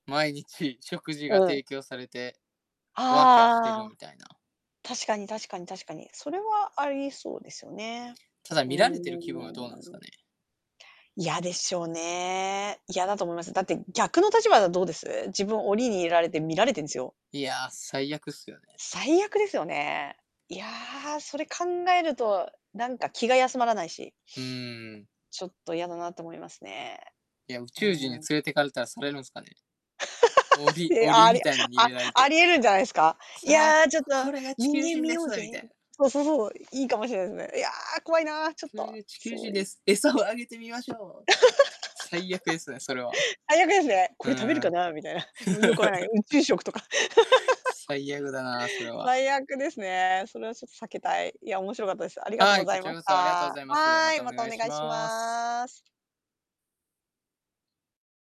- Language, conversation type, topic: Japanese, unstructured, 動物の言葉を理解できるようになったら、動物に何を聞いてみたいですか？
- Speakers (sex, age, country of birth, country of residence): female, 45-49, Japan, Japan; male, 20-24, Japan, Japan
- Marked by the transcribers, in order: other background noise; laugh; tapping; laugh; laugh